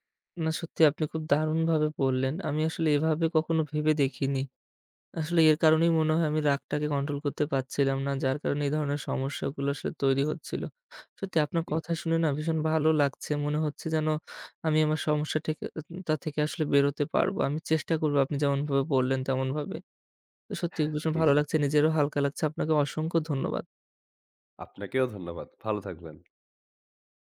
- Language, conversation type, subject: Bengali, advice, প্রতিদিনের ছোটখাটো তর্ক ও মানসিক দূরত্ব
- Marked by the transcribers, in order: other background noise; tapping; exhale